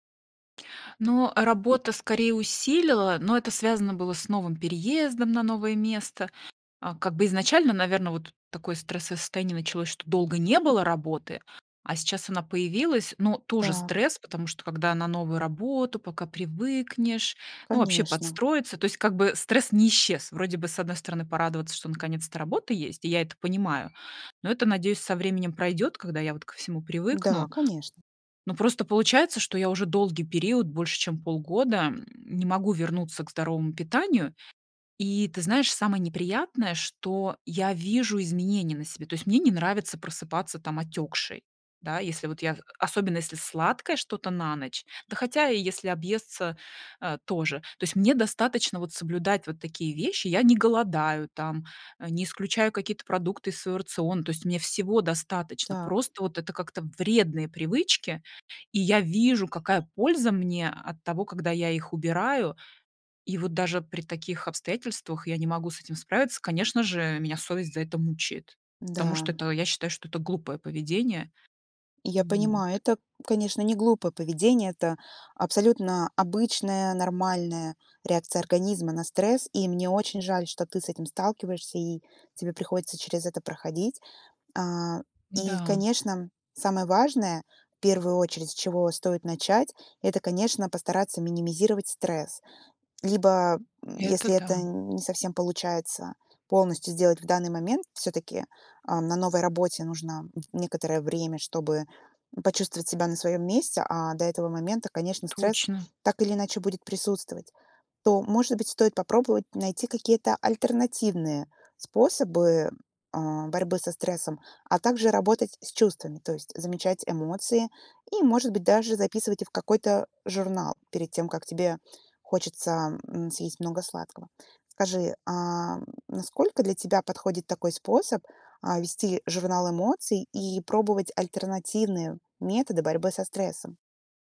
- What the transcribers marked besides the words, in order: tapping; bird
- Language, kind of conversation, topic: Russian, advice, Почему я срываюсь на нездоровую еду после стрессового дня?